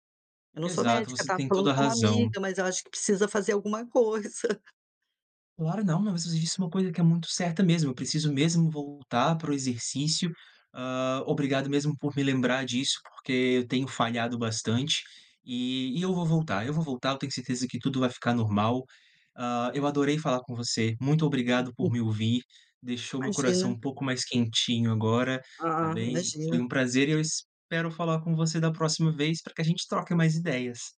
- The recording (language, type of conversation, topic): Portuguese, advice, Como posso lidar com ataques de pânico inesperados em público?
- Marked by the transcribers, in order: chuckle; other background noise